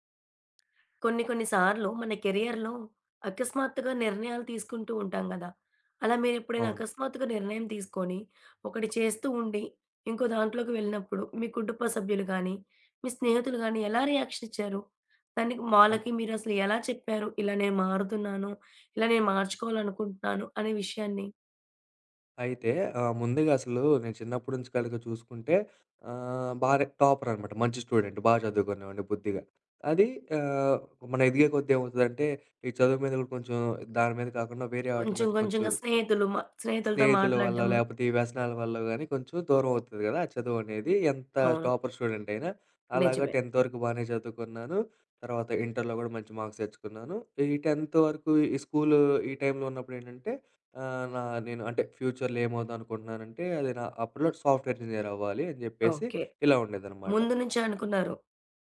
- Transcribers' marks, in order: in English: "కెరియర్‌లో"; in English: "రియాక్షన్"; in English: "టాపర్"; in English: "స్టూడెంట్"; tapping; other background noise; in English: "టాపర్ స్టూడెంట్"; in English: "టెన్త్"; in English: "మార్క్స్"; in English: "టెన్త్"; in English: "ఫ్యూచర్‌లో"; in English: "సాఫ్ట్‌వేర్ ఇంజినీర్"
- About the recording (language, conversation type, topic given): Telugu, podcast, కెరీర్‌లో మార్పు చేసినప్పుడు మీ కుటుంబం, స్నేహితులు ఎలా స్పందించారు?